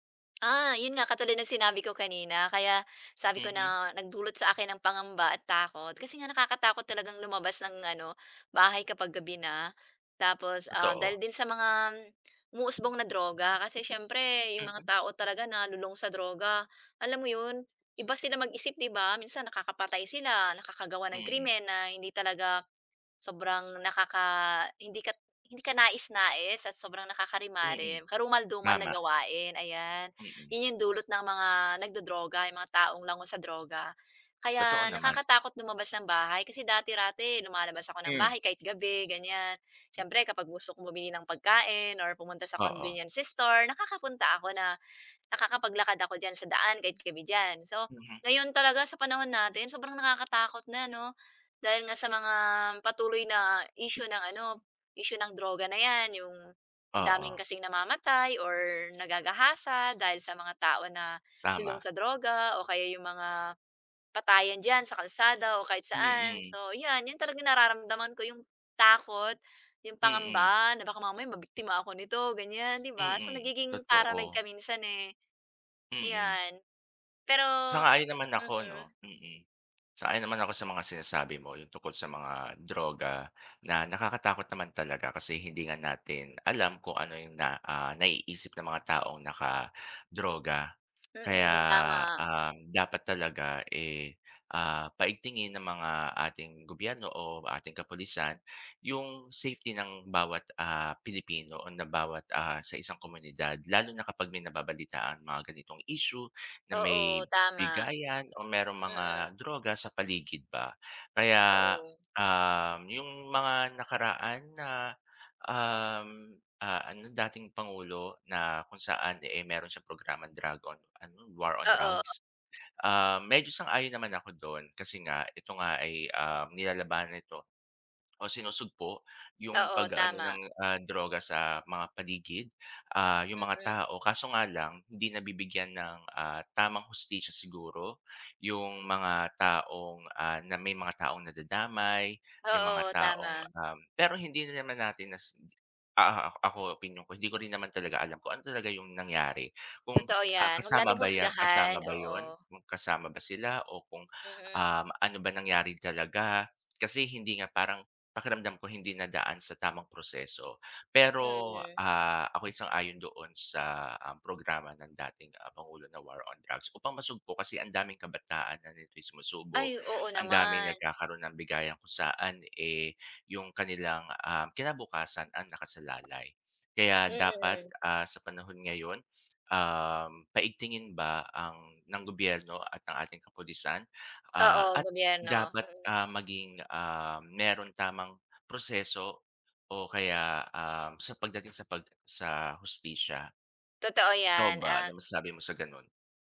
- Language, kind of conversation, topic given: Filipino, unstructured, Ano ang nararamdaman mo kapag may umuusbong na isyu ng droga sa inyong komunidad?
- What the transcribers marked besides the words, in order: tapping